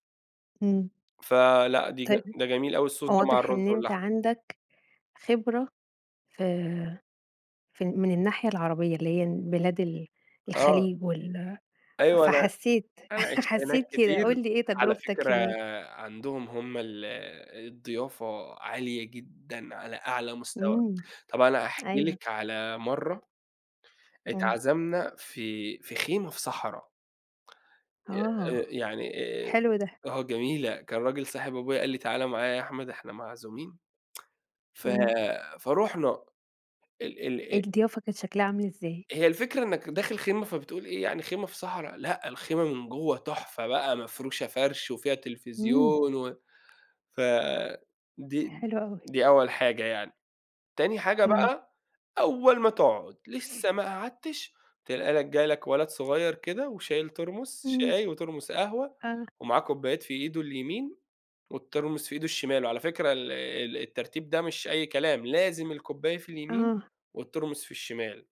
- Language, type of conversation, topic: Arabic, podcast, إيه هي طقوس الضيافة عندكم في العيلة؟
- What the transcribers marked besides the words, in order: in English: "الSauce"; laugh; tsk; tapping; in English: "Thermos"; in English: "وThermos"; in English: "والThermos"; in English: "والThermos"